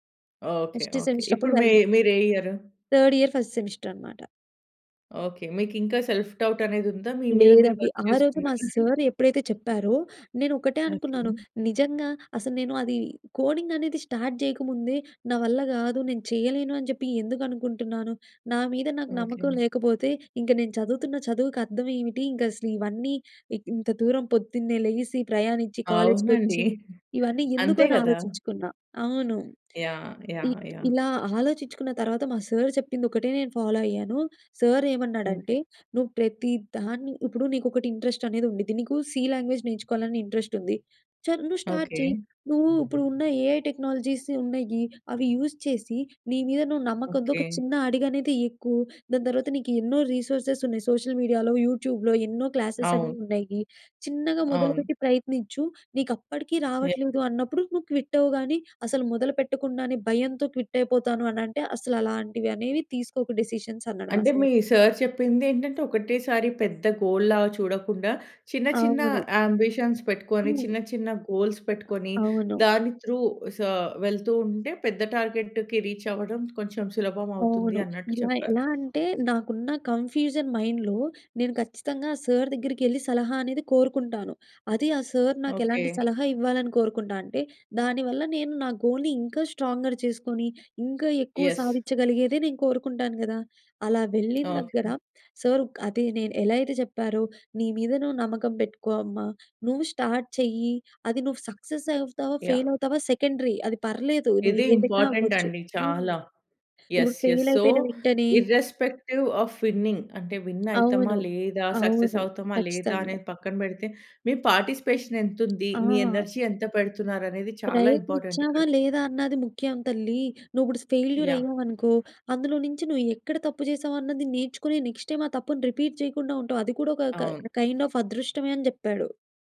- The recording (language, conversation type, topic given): Telugu, podcast, మీరు ఒక గురువు నుండి మంచి సలహాను ఎలా కోరుకుంటారు?
- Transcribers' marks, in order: in English: "ఫస్ట్ సెమిస్టర్"; in English: "థర్డ్ ఇయర్, ఫస్ట్ సెమిస్టర్"; in English: "సెల్ఫ్ డౌట్"; in English: "వర్క్"; chuckle; in English: "స్టార్ట్"; in English: "కాలేజ్"; giggle; in English: "ఫాలో"; in English: "ఇంట్రెస్ట్"; in English: "సి లాంగ్వేజ్"; in English: "ఇంట్రెస్ట్"; in English: "స్టార్ట్"; other street noise; in English: "ఏఐ టెక్నాలజీస్"; in English: "యూజ్"; in English: "రిసోర్సెస్"; in English: "సోషల్ మీడియాలో, యూట్యూబ్‍లో"; in English: "క్లాసెస్"; in English: "క్విట్"; in English: "క్విట్"; in English: "డిసిషన్స్"; in English: "గోల్‌లాగా"; in English: "యాంబిషన్స్"; in English: "గోల్స్"; tapping; in English: "త్రూ"; in English: "టార్గెట్‌కి రీచ్"; in English: "కన్ఫ్యూజన్ మైండ్‌లో"; in English: "గోల్‍ని"; in English: "స్ట్రాంగర్"; in English: "యస్"; in English: "స్టార్ట్"; in English: "సక్సెస్"; in English: "ఫెయిల్"; in English: "సెకండరీ"; in English: "ఇంపార్టెంట్"; in English: "యస్, యస్. సో ఇ‌ర్‌రెస్పెక్టీవ్ ఆఫ్ విన్నింగ్"; in English: "ఫెయిల్"; in English: "విన్"; in English: "సక్సెస్"; in English: "పార్టిసిపేషన్"; in English: "ఎనర్జీ"; in English: "ఇంపార్టెంట్"; in English: "ఫెయిల్యూర్"; in English: "నెక్స్ట్ టైమ్"; in English: "రిపీట్"; in English: "క కైండ్ ఆఫ్"